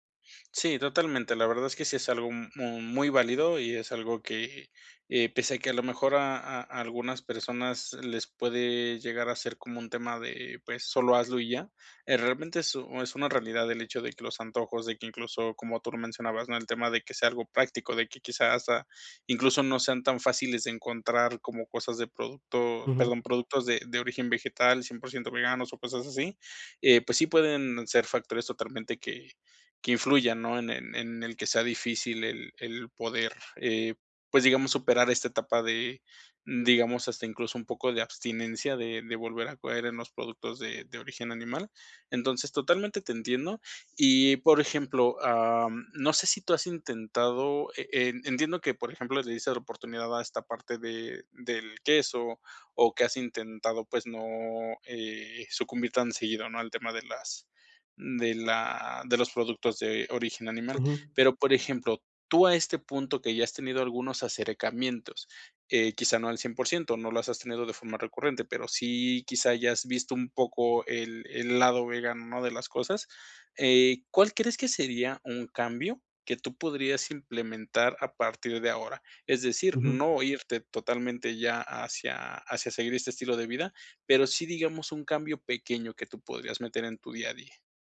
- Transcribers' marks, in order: none
- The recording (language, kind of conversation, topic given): Spanish, advice, ¿Cómo puedo mantener coherencia entre mis acciones y mis creencias?